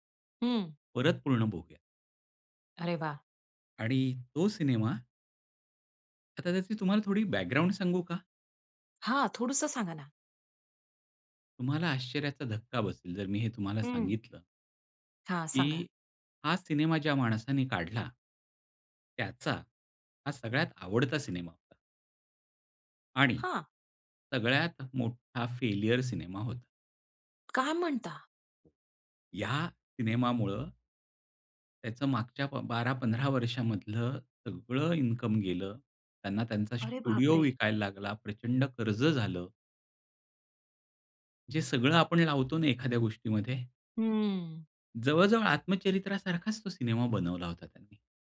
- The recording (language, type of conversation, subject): Marathi, podcast, तुमच्या आयुष्यातील सर्वात आवडती संगीताची आठवण कोणती आहे?
- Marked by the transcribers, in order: "थोडंसं" said as "थोडूसं"; in English: "फेल्युअर"; surprised: "काय म्हणता?"; other background noise; in English: "इन्कम"; afraid: "अरे बापरे!"